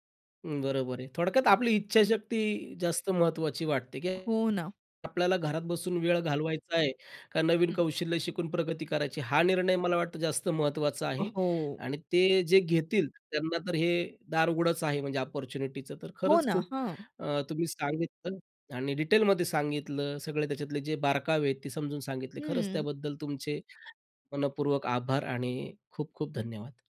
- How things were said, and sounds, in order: in English: "अपॉर्च्युनिटीच"; other background noise
- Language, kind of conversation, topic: Marathi, podcast, घरबसल्या नवीन कौशल्य शिकण्यासाठी तुम्ही कोणते उपाय सुचवाल?